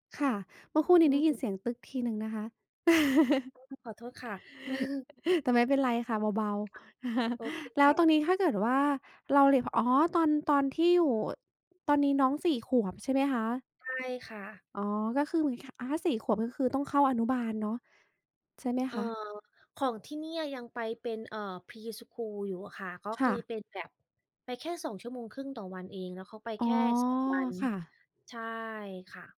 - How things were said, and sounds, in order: other noise; laugh; other background noise; chuckle; tapping; chuckle; in English: "pre school"
- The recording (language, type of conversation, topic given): Thai, unstructured, ภาพถ่ายเก่าๆ มีความหมายกับคุณอย่างไร?